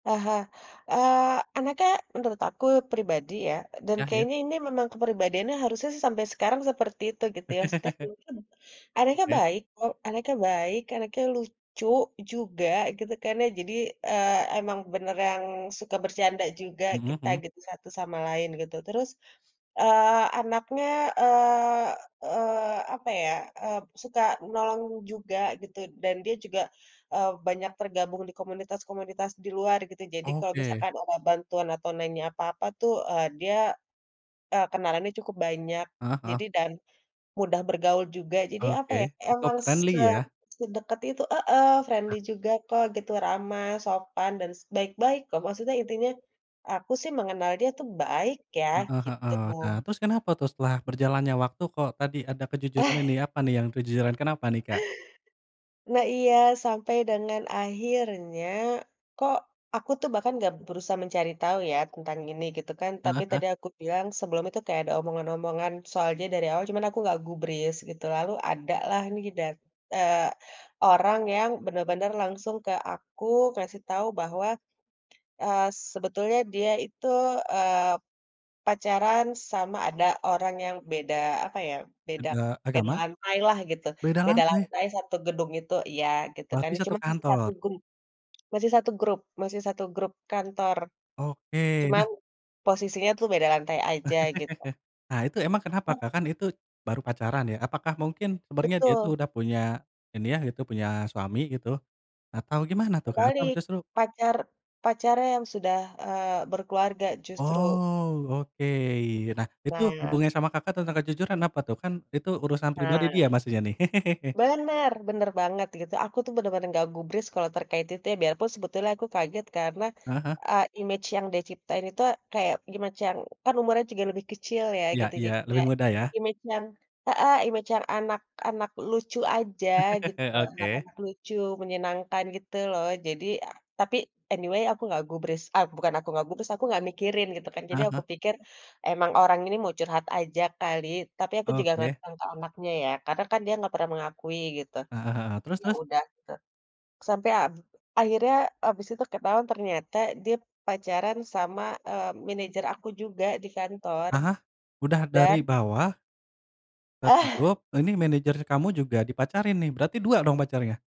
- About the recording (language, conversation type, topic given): Indonesian, podcast, Apa satu prinsip hidup yang tidak akan kamu kompromikan, dan mengapa?
- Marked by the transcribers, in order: laugh; unintelligible speech; in English: "friendly"; in English: "friendly"; tapping; surprised: "beda lantai?"; laugh; laugh; in English: "image"; in English: "image"; laugh; in English: "anyway"